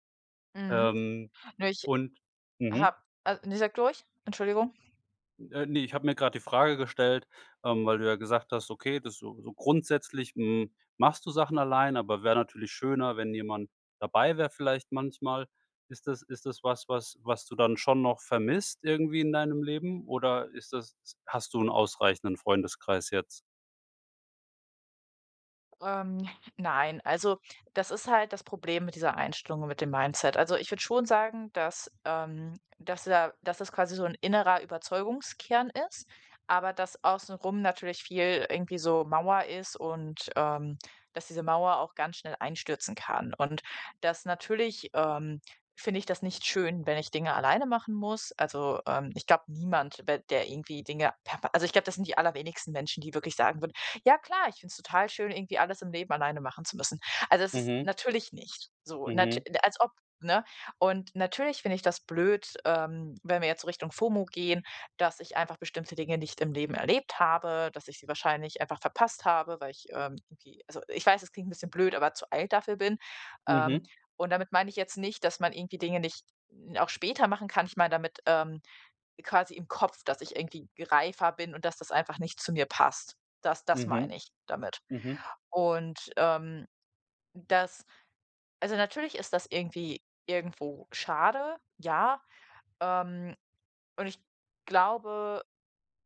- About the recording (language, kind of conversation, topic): German, advice, Wie kann ich in einer neuen Stadt Freundschaften aufbauen, wenn mir das schwerfällt?
- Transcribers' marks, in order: put-on voice: "Ja klar, ich find's total … machen zu müssen"; in English: "FOMO"; other background noise